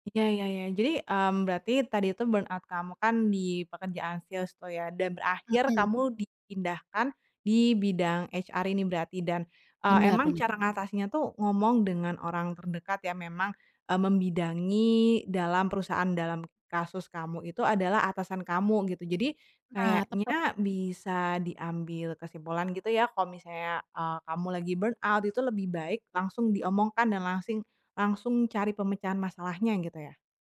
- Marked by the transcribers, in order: in English: "burnout"; in English: "sales"; in English: "HR"; in English: "burnout"
- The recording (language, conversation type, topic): Indonesian, podcast, Pernahkah kamu mengalami kelelahan kerja berlebihan, dan bagaimana cara mengatasinya?